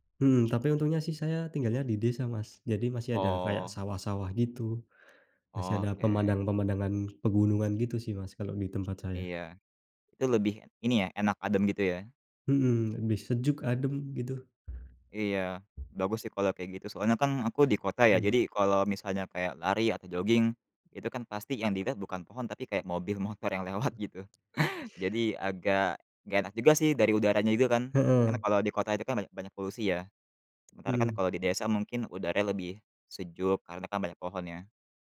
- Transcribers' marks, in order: "pemandangan-pemandangan" said as "pemandang-pemandangan"; other background noise
- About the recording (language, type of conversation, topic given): Indonesian, unstructured, Hobi apa yang paling membuat kamu merasa bahagia?